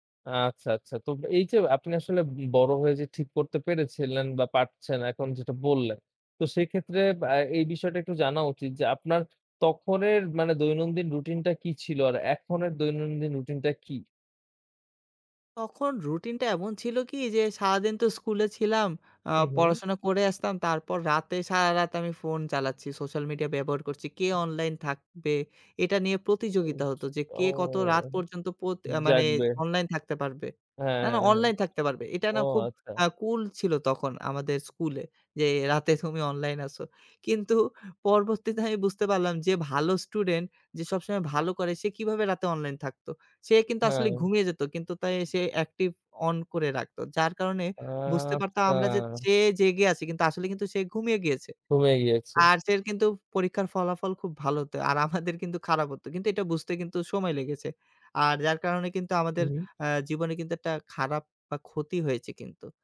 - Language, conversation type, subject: Bengali, podcast, সোশ্যাল মিডিয়ায় আপনি নিজের সীমা কীভাবে নির্ধারণ করেন?
- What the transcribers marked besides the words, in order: other background noise; drawn out: "ও"; laughing while speaking: "কিন্তু"; laughing while speaking: "আমাদের কিন্তু"